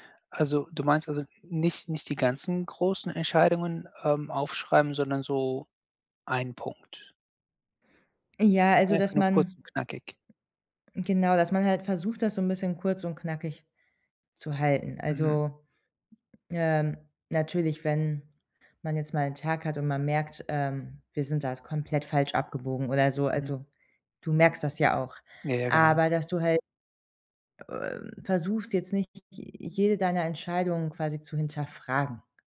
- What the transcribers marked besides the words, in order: none
- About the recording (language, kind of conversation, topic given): German, advice, Wie kann ich abends besser zur Ruhe kommen?